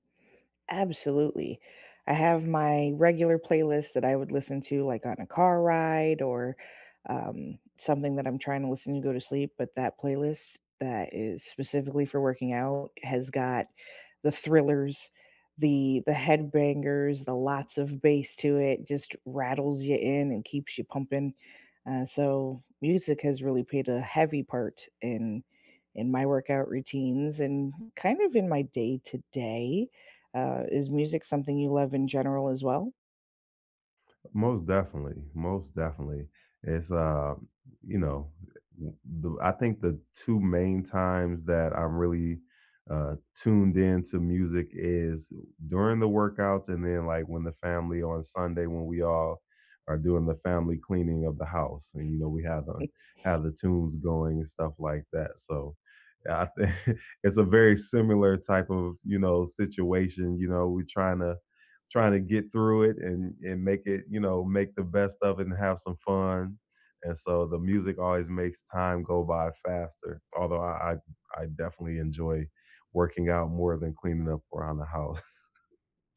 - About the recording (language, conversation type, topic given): English, unstructured, Have you noticed how exercise affects your mood throughout the day?
- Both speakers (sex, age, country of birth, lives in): female, 35-39, United States, United States; male, 50-54, United States, United States
- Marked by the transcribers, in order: other background noise; chuckle; tapping; laughing while speaking: "thi"; chuckle; chuckle